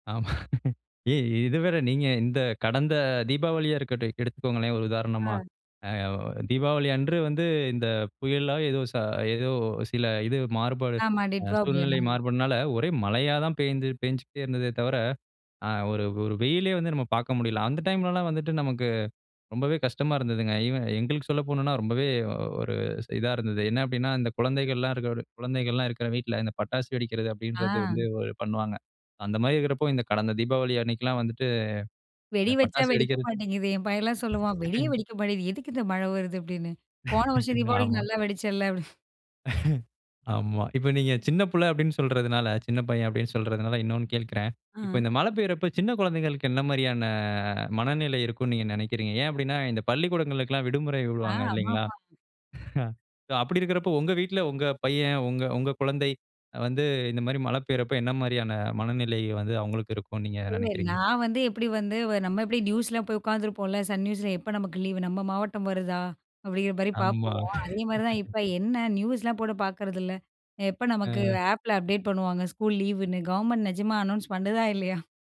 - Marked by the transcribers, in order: chuckle; in English: "ஈவன்"; chuckle; chuckle; other background noise; chuckle; chuckle
- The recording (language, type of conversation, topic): Tamil, podcast, மழை பொழியும் போது வெளியில் இருப்பது உங்கள் மனநிலையை எப்படி மாற்றுகிறது?